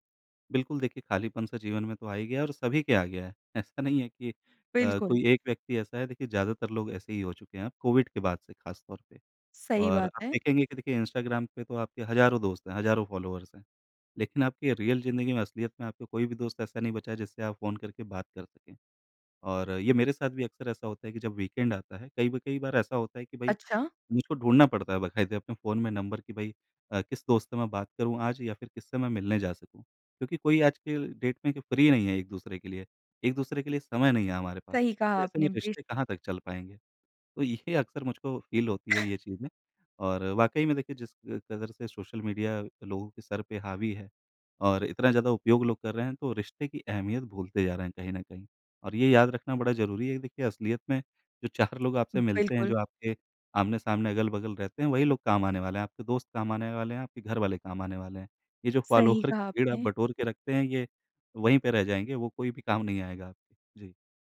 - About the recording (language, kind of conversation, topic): Hindi, podcast, सोशल मीडिया की अनंत फीड से आप कैसे बचते हैं?
- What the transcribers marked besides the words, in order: tapping; other background noise; in English: "फ़ॉलोअर्स"; in English: "रियल"; in English: "वीकेंड"; in English: "डेट"; in English: "फ्री"; laughing while speaking: "ये"; in English: "फ़ील"; laughing while speaking: "चार"; in English: "फ़ॉलोअर"